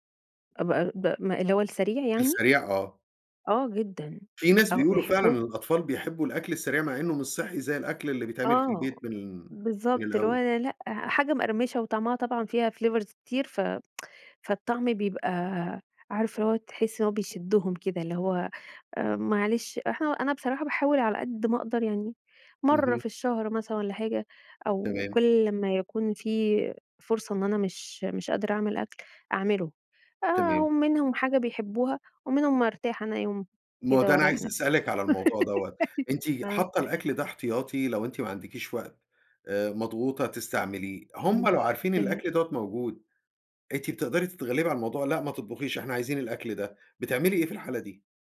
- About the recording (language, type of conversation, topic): Arabic, podcast, إزاي تخطط لوجبات الأسبوع بطريقة سهلة؟
- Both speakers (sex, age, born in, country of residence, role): female, 35-39, Egypt, Egypt, guest; male, 55-59, Egypt, United States, host
- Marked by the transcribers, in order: tapping; other background noise; in English: "flavors"; tsk; giggle